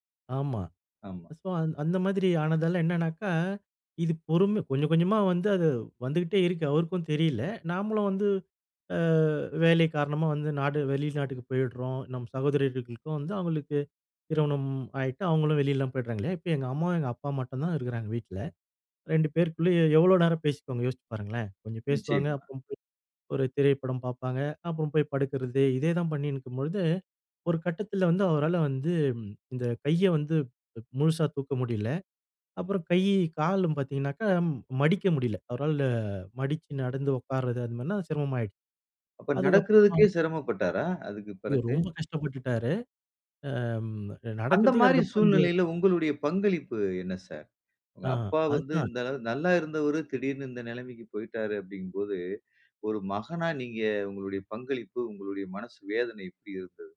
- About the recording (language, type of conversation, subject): Tamil, podcast, மூத்தவர்களை பராமரிக்கும் வழக்கம் இப்போது எப்படி உள்ளது?
- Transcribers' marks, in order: none